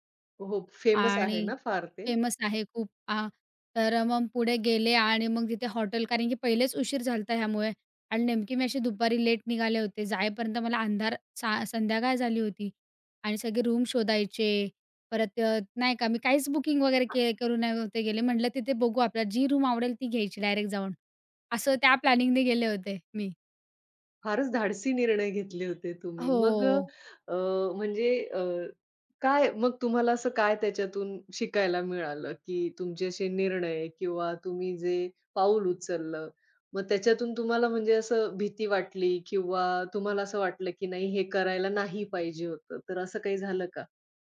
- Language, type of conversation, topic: Marathi, podcast, एकट्याने प्रवास करताना तुम्हाला स्वतःबद्दल काय नवीन कळले?
- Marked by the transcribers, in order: in English: "फेमस"; in English: "फेमस"; in English: "रूम"; in English: "बुकिंग"; other background noise; in English: "रूम"; in English: "प्लॅनिंगने"; horn